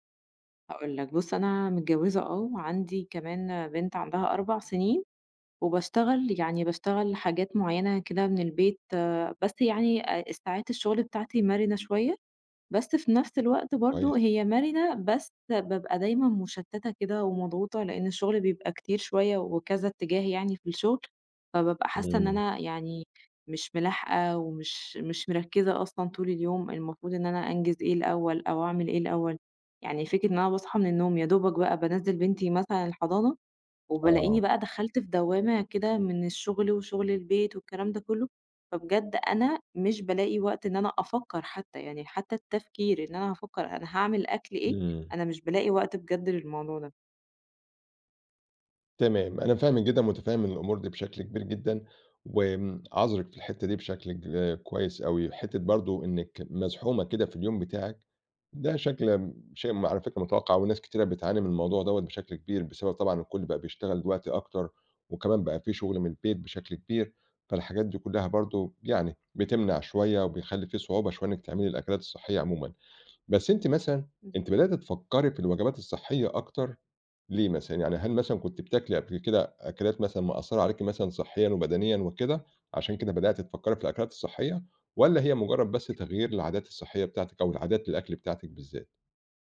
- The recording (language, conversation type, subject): Arabic, advice, إزاي أقدر أخطط لوجبات صحية مع ضيق الوقت والشغل؟
- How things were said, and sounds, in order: tapping